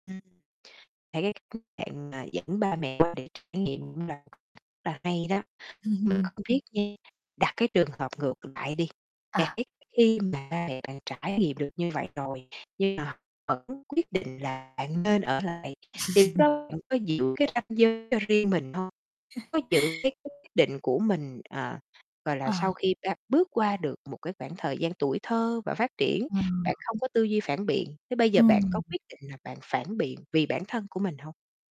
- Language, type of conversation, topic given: Vietnamese, podcast, Bạn thường làm gì khi cảm thấy áp lực từ những kỳ vọng của gia đình?
- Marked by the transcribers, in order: distorted speech; unintelligible speech; chuckle; chuckle; chuckle; other background noise